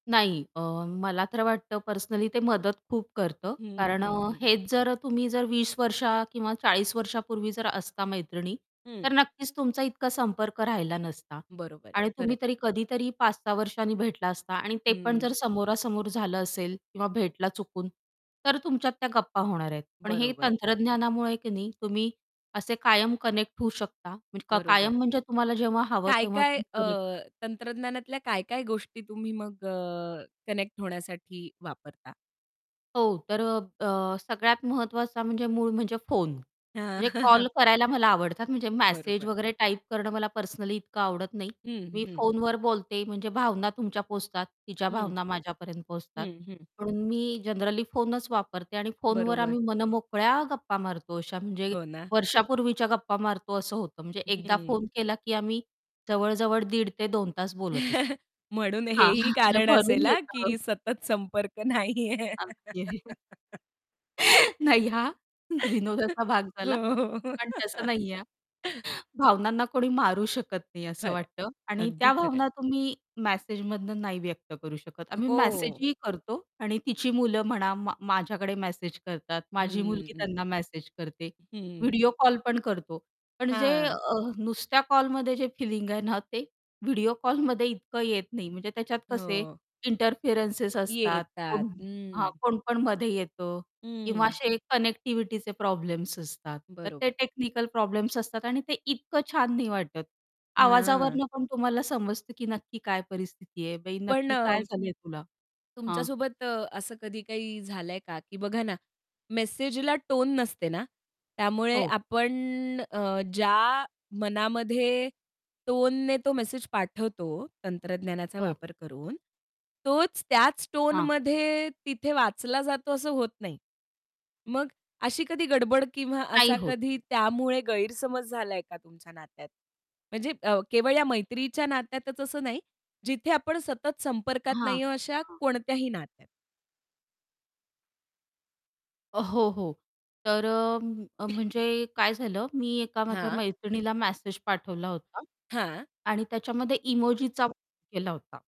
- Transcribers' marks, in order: in English: "कनेक्ट"; distorted speech; in English: "कनेक्ट"; in English: "कनेक्ट"; chuckle; tapping; in English: "जनरली"; chuckle; laughing while speaking: "हां, हां म्हणजे भरून येत"; laughing while speaking: "अगदी"; laughing while speaking: "नाहीये"; static; laughing while speaking: "नाही, हा विनोदाचा भाग झाला"; chuckle; laughing while speaking: "हो, हो"; in English: "इंटरफेरन्स"; in English: "कनेक्टिव्हिटीचे"; cough
- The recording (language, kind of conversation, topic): Marathi, podcast, सतत संपर्क न राहिल्यावर नाती कशी टिकवता येतात?